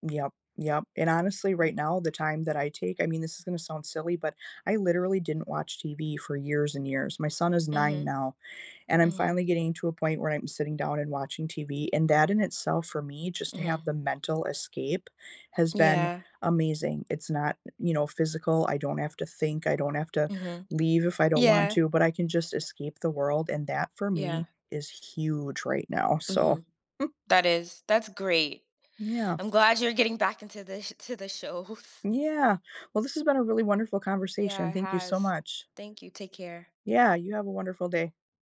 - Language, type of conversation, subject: English, unstructured, How do you balance helping others and taking care of yourself?
- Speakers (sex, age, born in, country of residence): female, 30-34, United States, United States; female, 45-49, United States, United States
- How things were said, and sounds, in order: other background noise; stressed: "huge"; chuckle; laughing while speaking: "shows"